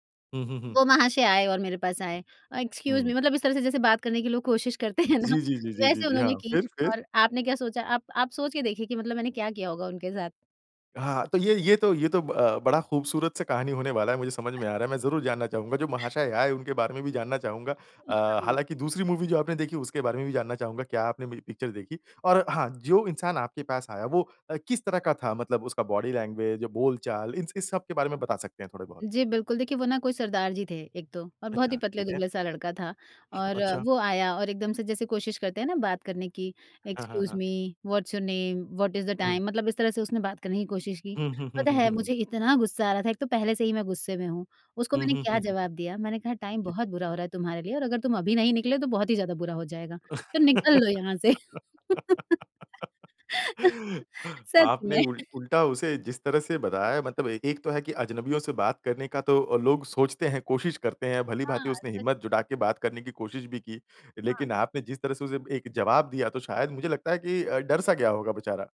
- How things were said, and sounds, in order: in English: "एक्सक्यूज़ मी"; laughing while speaking: "करते हैं ना"; other noise; other background noise; in English: "मूवी"; in English: "बॉडी लैंग्वेज"; in English: "एक्सक्यूज़ मी, व्हाट्स योर नेम? व्हाट इज़ द टाइम?"; in English: "ओके"; in English: "टाइम"; laugh; laugh; laughing while speaking: "सच में"
- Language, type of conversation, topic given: Hindi, podcast, क्या आपको अकेले यात्रा के दौरान अचानक किसी की मदद मिलने का कोई अनुभव है?